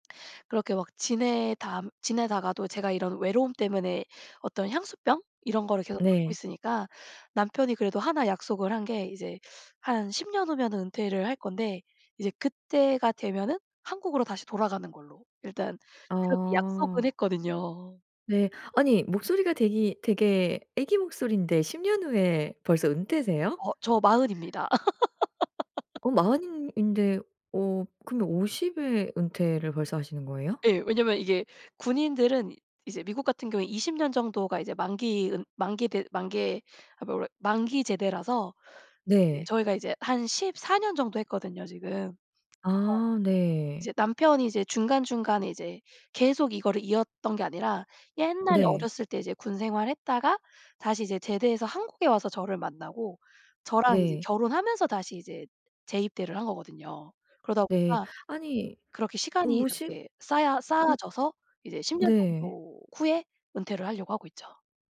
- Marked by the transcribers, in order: teeth sucking; laugh; other background noise; tapping
- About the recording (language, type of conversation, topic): Korean, podcast, 외로움을 느낄 때 보통 무엇을 하시나요?